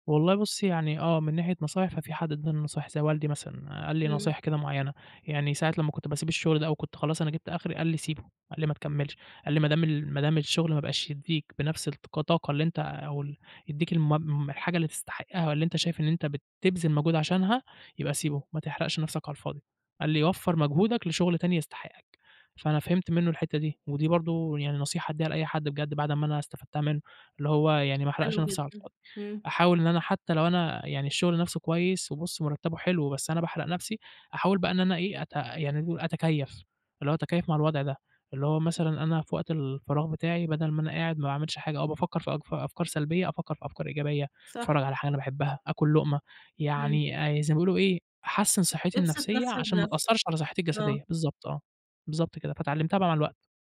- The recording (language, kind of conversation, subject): Arabic, podcast, إزاي بتتعامل مع الملل أو الاحتراق الوظيفي؟
- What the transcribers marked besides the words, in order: none